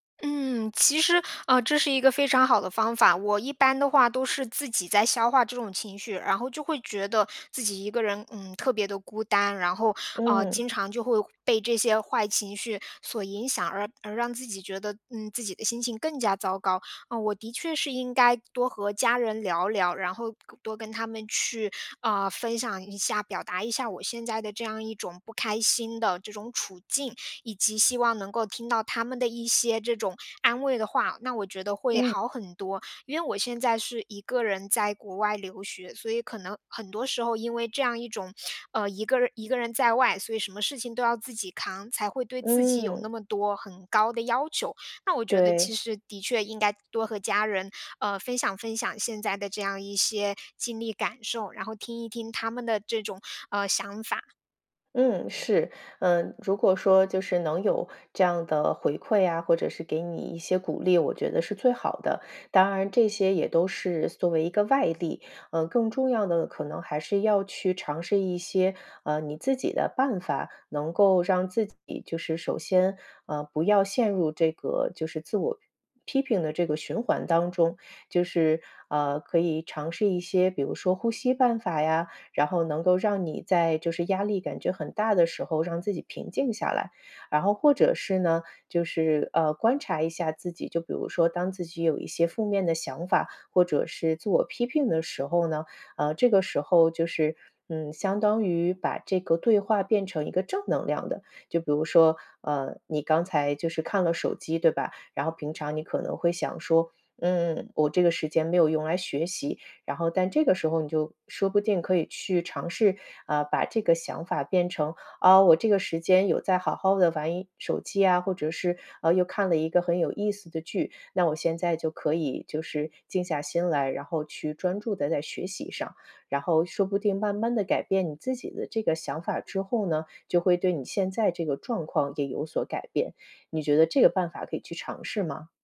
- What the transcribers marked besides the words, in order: inhale
- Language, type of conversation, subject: Chinese, advice, 如何面对对自己要求过高、被自我批评压得喘不过气的感觉？